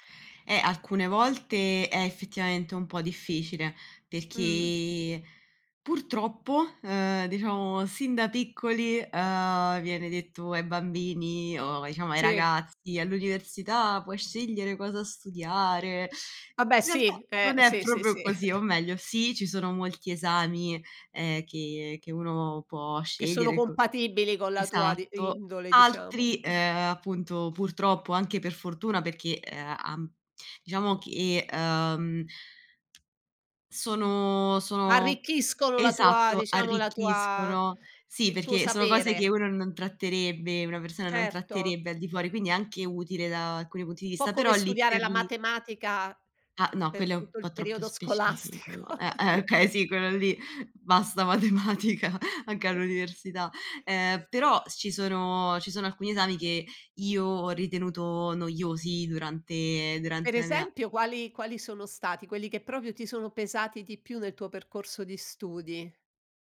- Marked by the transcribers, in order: put-on voice: "All'università puoi scegliere cosa studiare"; "proprio" said as "propio"; chuckle; tapping; laughing while speaking: "scolastico"; laugh; laughing while speaking: "eh"; laughing while speaking: "matematica!"; other background noise; "proprio" said as "propio"
- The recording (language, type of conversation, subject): Italian, podcast, Come fai a trovare la motivazione quando studiare ti annoia?